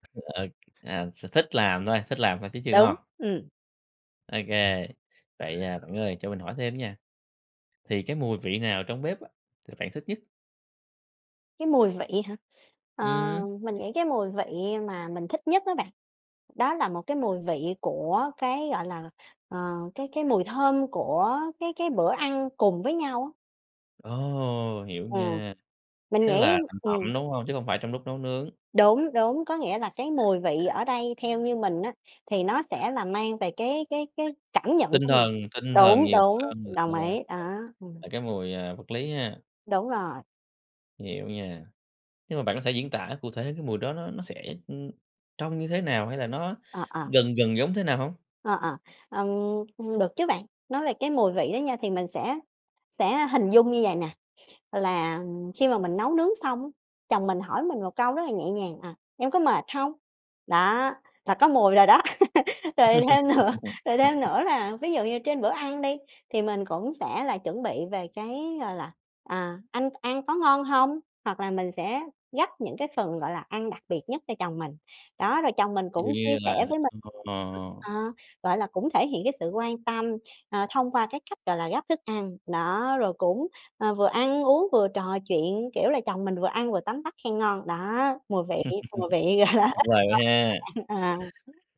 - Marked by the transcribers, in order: other background noise; tapping; unintelligible speech; laugh; laughing while speaking: "nữa"; laugh; laugh; laughing while speaking: "gọi là"
- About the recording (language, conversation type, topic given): Vietnamese, podcast, Bạn có thói quen nào trong bếp giúp bạn thấy bình yên?